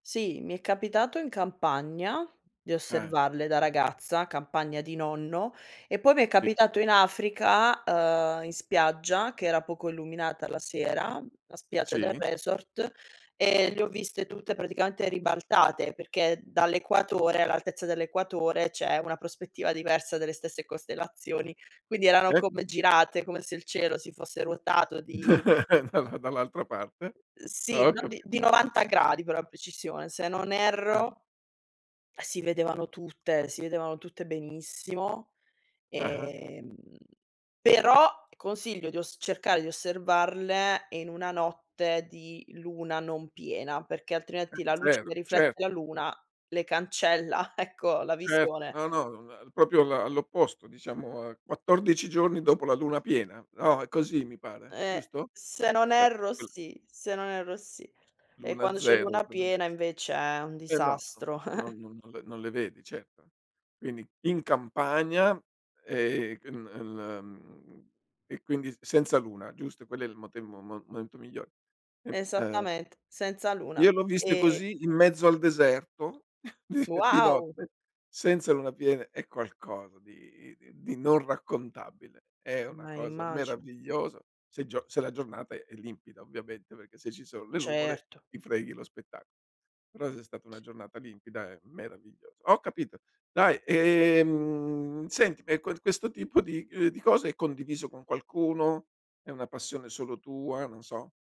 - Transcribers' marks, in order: tapping; "praticamente" said as "praticaente"; chuckle; "altrimenti" said as "altrienti"; laughing while speaking: "ecco"; "proprio" said as "propio"; unintelligible speech; unintelligible speech; other background noise; chuckle; "Quindi" said as "quini"; unintelligible speech; "momento" said as "moento"; chuckle; laughing while speaking: "di"; drawn out: "di"; drawn out: "ehm"
- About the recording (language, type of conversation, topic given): Italian, podcast, Che cosa accende la tua curiosità quando studi qualcosa di nuovo?